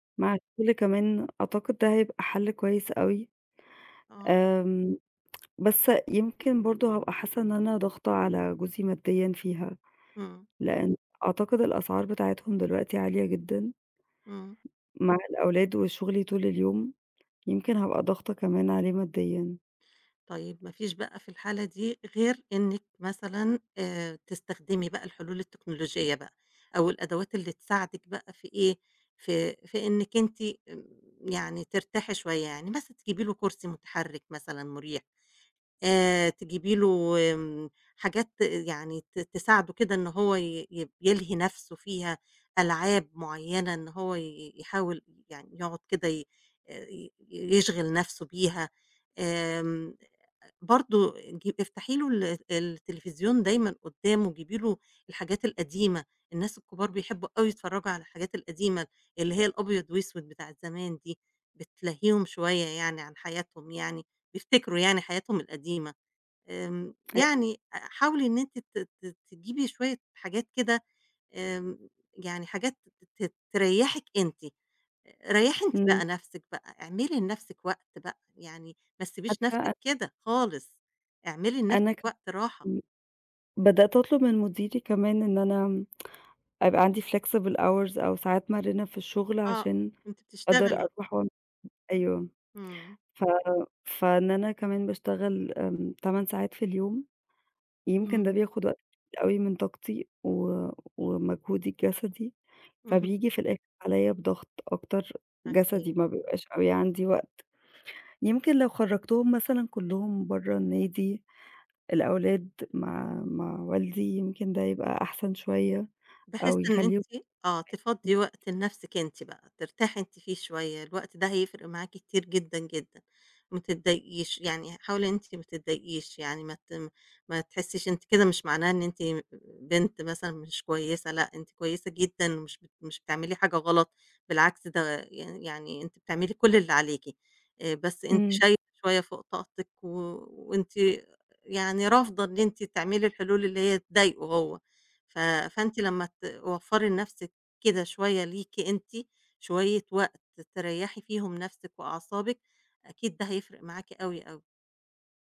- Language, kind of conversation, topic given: Arabic, advice, تأثير رعاية أحد الوالدين المسنين على الحياة الشخصية والمهنية
- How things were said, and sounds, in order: tapping; unintelligible speech; tsk; in English: "flexible hours"; unintelligible speech